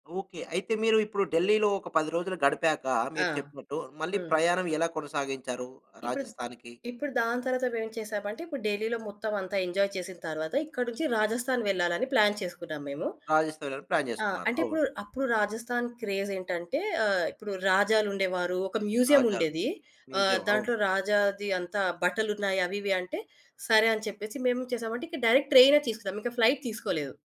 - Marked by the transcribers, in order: tapping; in English: "ఎంజాయ్"; in English: "ప్లాన్"; in English: "ప్లాన్"; in English: "డైరెక్ట్"; in English: "ఫ్లైట్"
- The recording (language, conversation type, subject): Telugu, podcast, మీకు ఇప్పటికీ గుర్తుండిపోయిన ఒక ప్రయాణం గురించి చెప్పగలరా?
- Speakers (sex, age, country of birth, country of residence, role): female, 25-29, India, India, guest; male, 35-39, India, India, host